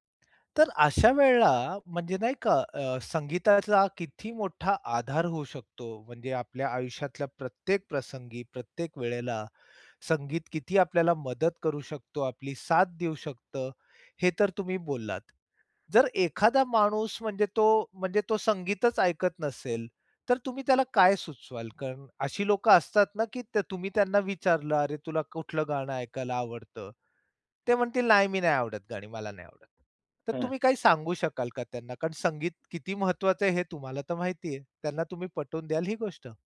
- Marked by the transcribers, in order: other background noise
- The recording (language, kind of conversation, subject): Marathi, podcast, कठीण दिवसात कोणती गाणी तुमची साथ देतात?
- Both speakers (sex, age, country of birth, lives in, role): male, 45-49, India, India, host; male, 50-54, India, India, guest